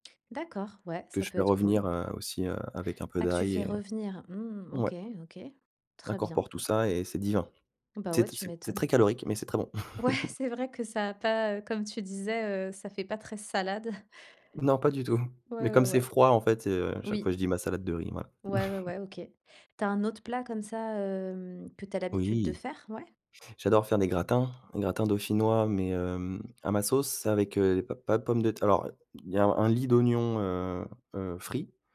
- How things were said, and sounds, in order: laughing while speaking: "Ouais"; chuckle; other background noise; chuckle; stressed: "Oui"
- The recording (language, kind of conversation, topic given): French, podcast, Que faites-vous pour accueillir un invité chez vous ?